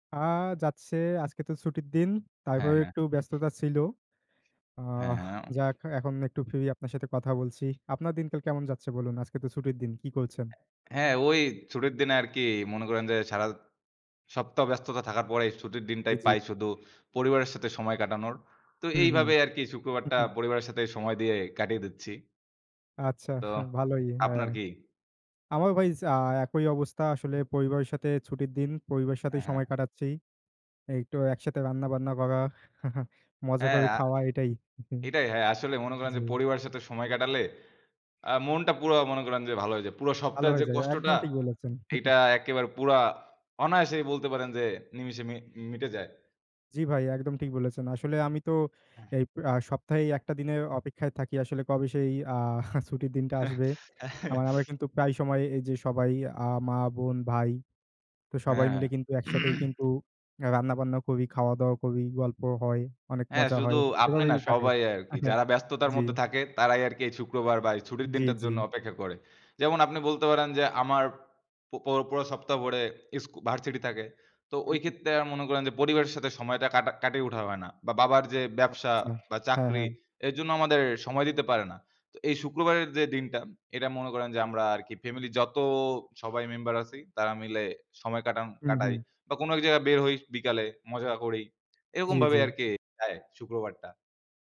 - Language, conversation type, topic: Bengali, unstructured, পরিবারের সঙ্গে সময় কাটানো কেন গুরুত্বপূর্ণ?
- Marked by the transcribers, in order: laughing while speaking: "হ্যাঁ। ভালোই"; chuckle; chuckle; chuckle; throat clearing; chuckle